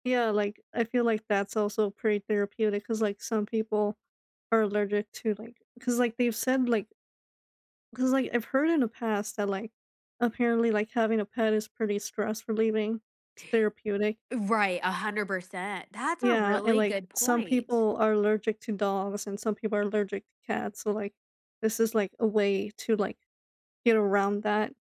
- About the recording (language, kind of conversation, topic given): English, unstructured, How do video games help relieve stress?
- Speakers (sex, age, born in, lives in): female, 25-29, United States, United States; female, 30-34, United States, United States
- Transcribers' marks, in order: other background noise